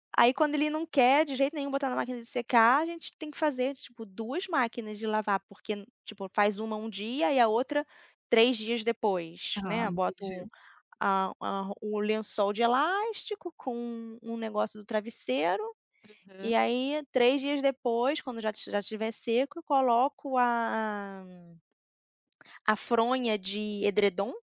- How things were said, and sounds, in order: none
- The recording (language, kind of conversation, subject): Portuguese, podcast, Como você organiza a lavagem de roupas no dia a dia para não deixar nada acumular?